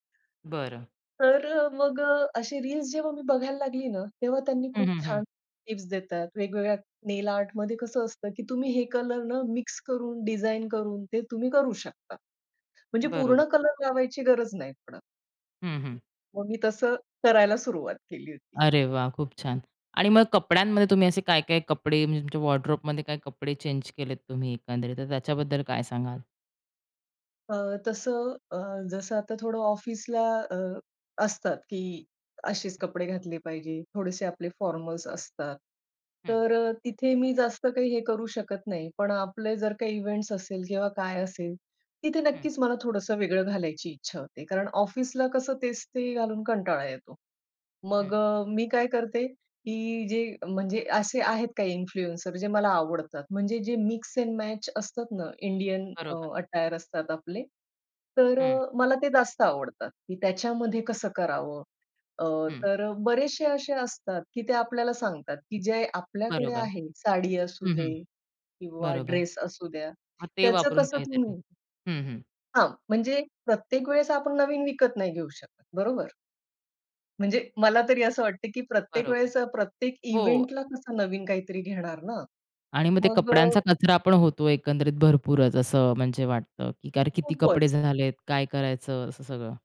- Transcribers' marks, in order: tapping; other background noise; horn; in English: "वॉर्डरोबमध्ये"; in English: "फॉर्मल्स"; in English: "इव्हेंट्स"; in English: "इन्फ्लुएन्सर"; in English: "इंडियन"; in English: "अटायर"; in English: "इव्हेंटला"
- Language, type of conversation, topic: Marathi, podcast, सोशल मीडियामुळे तुमची शैली बदलली आहे का?